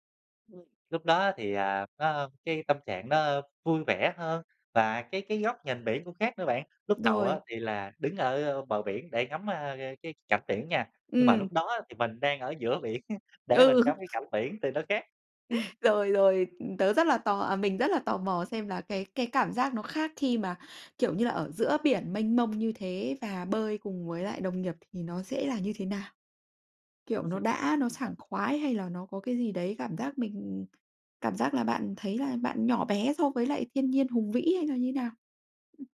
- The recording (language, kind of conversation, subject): Vietnamese, podcast, Cảm giác của bạn khi đứng trước biển mênh mông như thế nào?
- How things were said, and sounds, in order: laughing while speaking: "á"; other background noise; tapping; chuckle